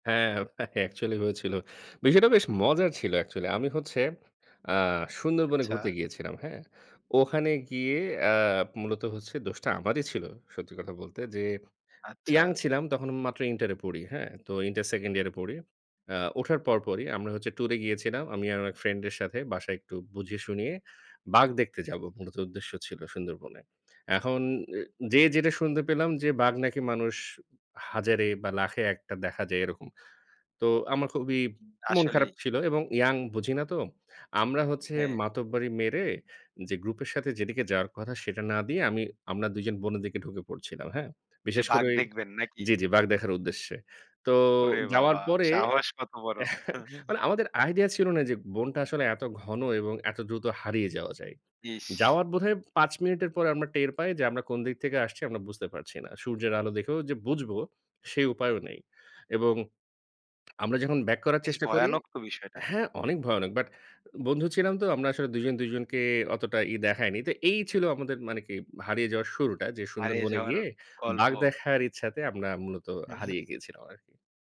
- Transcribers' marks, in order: chuckle; chuckle; other background noise; chuckle
- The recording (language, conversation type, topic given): Bengali, podcast, ভ্রমণের সময় তুমি কখনও হারিয়ে গেলে, সেই অভিজ্ঞতাটা কেমন ছিল?